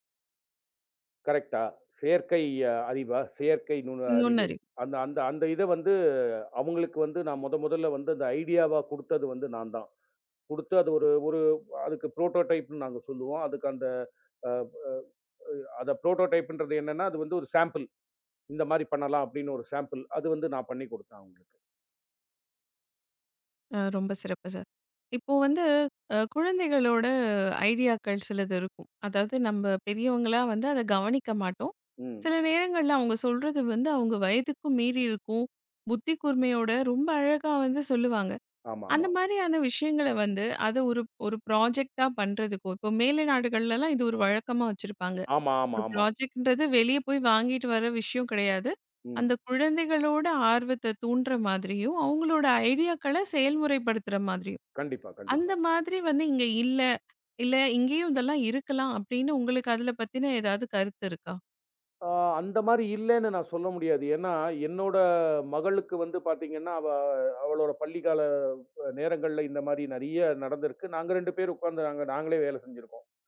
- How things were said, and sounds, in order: in English: "கரெக்ட்"; in English: "ஐடியா"; in English: "ப்ரோடோடைப்"; in English: "ப்ரோடோடைப்"; in English: "சாம்பிள்"; in English: "சாம்பிள்"; in English: "ஐடியா"; in English: "ப்ராஜெக்ட்"; in English: "ப்ராஜெக்ட்"; in English: "ஐடியா"
- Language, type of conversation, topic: Tamil, podcast, ஒரு யோசனை தோன்றியவுடன் அதை பிடித்து வைத்துக்கொள்ள நீங்கள் என்ன செய்கிறீர்கள்?